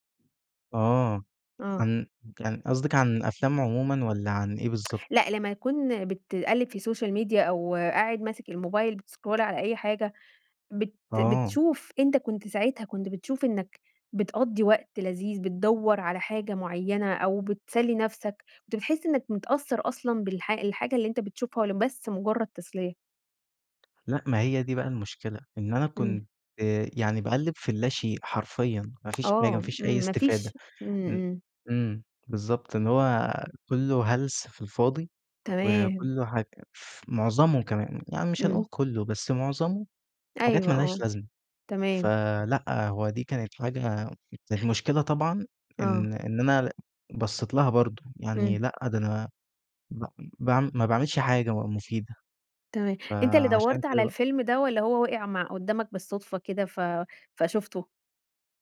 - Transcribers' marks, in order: in English: "السوشيال ميديا"; in English: "بتسكرول"; tapping
- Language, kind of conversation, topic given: Arabic, podcast, احكيلي عن تجربتك مع الصيام عن السوشيال ميديا؟
- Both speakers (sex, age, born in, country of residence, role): female, 35-39, Egypt, Egypt, host; male, 20-24, Egypt, Egypt, guest